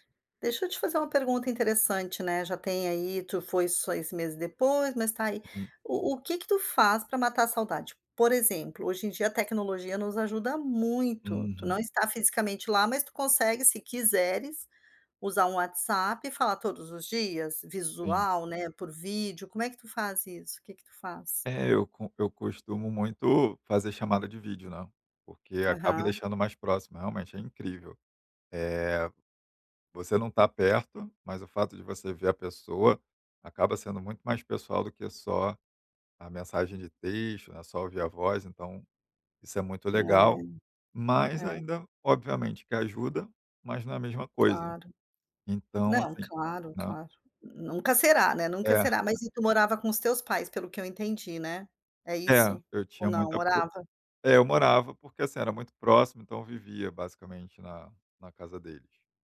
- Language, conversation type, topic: Portuguese, advice, Como lidar com a saudade intensa de família e amigos depois de se mudar de cidade ou de país?
- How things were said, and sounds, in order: tapping; other background noise